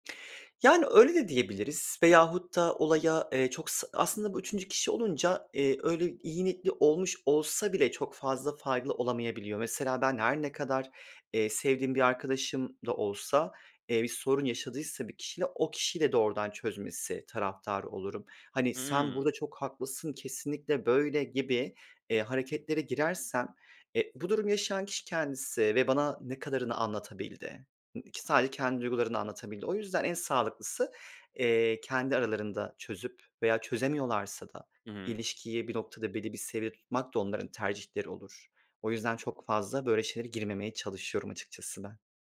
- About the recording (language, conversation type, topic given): Turkish, unstructured, Başkalarının seni yanlış anlamasından korkuyor musun?
- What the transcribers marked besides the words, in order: other background noise